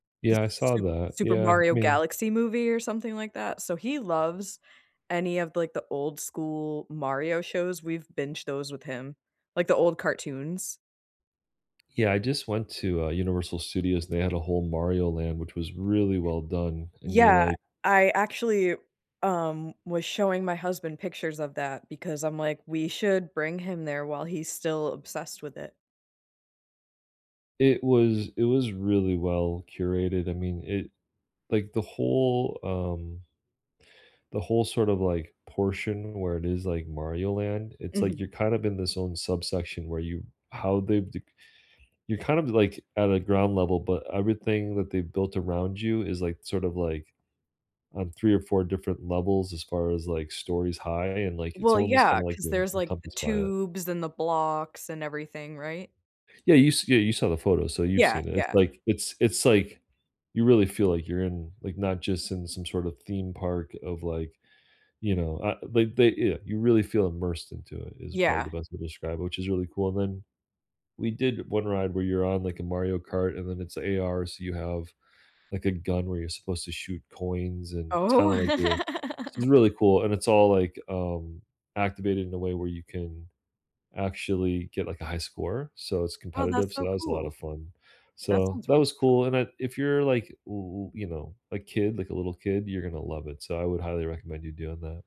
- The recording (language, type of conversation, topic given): English, unstructured, Which TV show would you binge-watch with a friend this weekend to have fun and feel more connected?
- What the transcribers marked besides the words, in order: tapping; other background noise; laugh